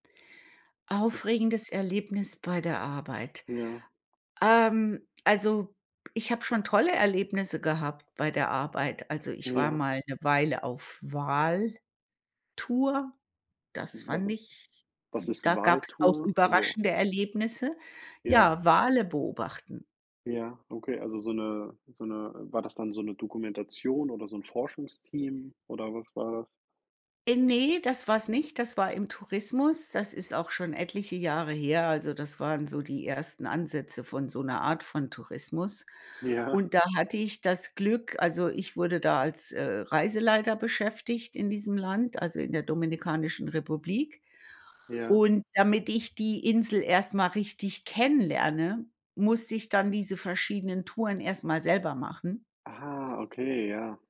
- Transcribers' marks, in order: snort; tapping; unintelligible speech; "Wal-Tour" said as "Waltor"; other background noise
- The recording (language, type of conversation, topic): German, unstructured, Was war dein überraschendstes Erlebnis bei der Arbeit?
- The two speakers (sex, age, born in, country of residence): female, 55-59, Germany, United States; male, 30-34, Germany, United States